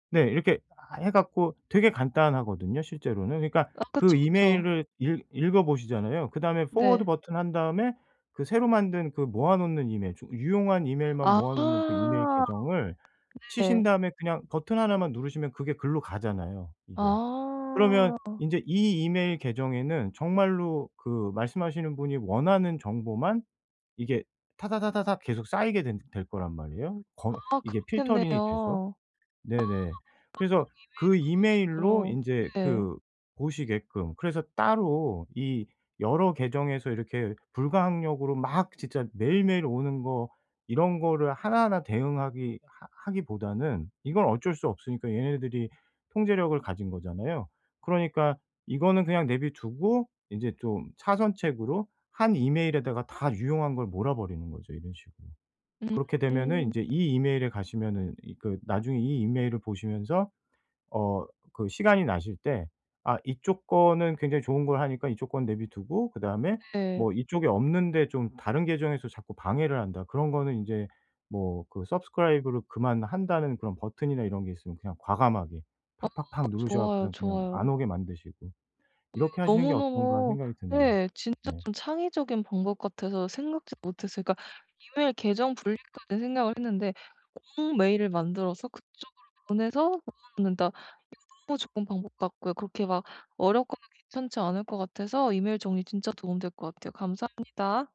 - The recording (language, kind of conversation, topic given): Korean, advice, 디지털 파일과 이메일은 어디서부터 간단하게 정리하면 좋을까요?
- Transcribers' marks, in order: tapping; in English: "Forward"; other background noise; in English: "Subscribe를"